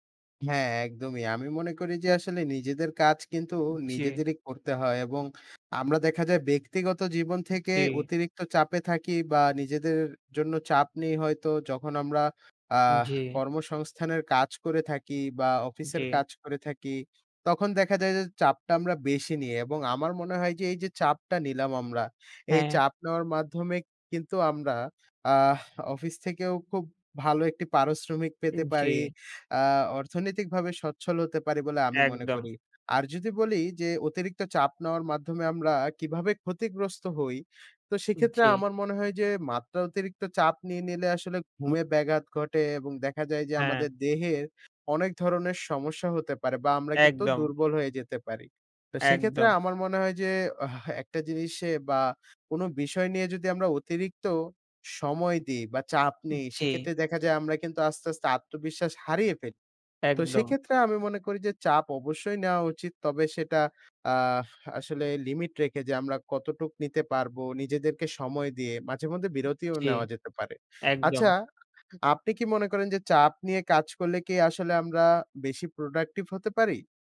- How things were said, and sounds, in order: in English: "প্রোডাক্টিভ"
- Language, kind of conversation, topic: Bengali, unstructured, নিজের ওপর চাপ দেওয়া কখন উপকার করে, আর কখন ক্ষতি করে?